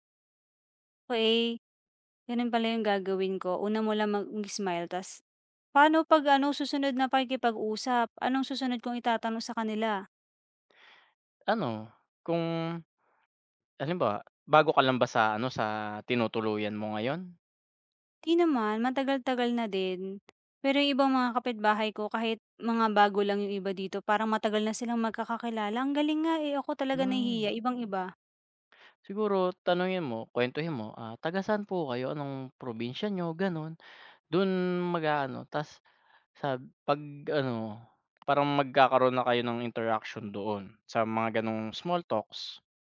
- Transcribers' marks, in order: tapping
- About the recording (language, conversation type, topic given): Filipino, advice, Paano ako makikipagkapwa nang maayos sa bagong kapitbahay kung magkaiba ang mga gawi namin?